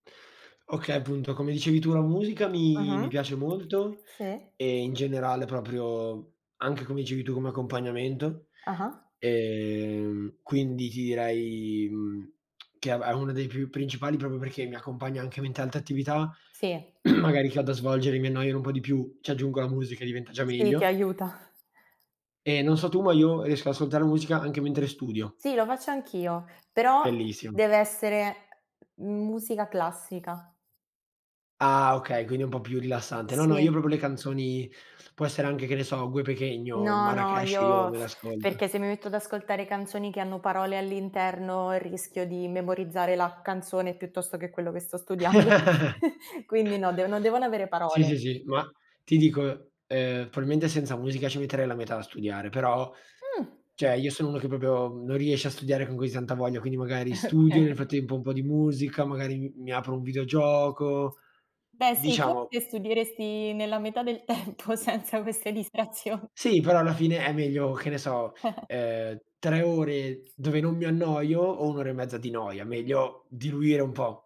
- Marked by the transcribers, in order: other background noise; tsk; "proprio" said as "propio"; throat clearing; tapping; "proprio" said as "propio"; chuckle; "probabilmente" said as "proalmente"; "cioè" said as "ceh"; "proprio" said as "propio"; laughing while speaking: "Okay"; laughing while speaking: "tempo"; laughing while speaking: "Que"
- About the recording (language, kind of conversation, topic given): Italian, unstructured, Qual è il tuo hobby preferito e perché ti piace così tanto?
- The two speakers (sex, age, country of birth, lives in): female, 25-29, Italy, Italy; male, 18-19, Italy, Italy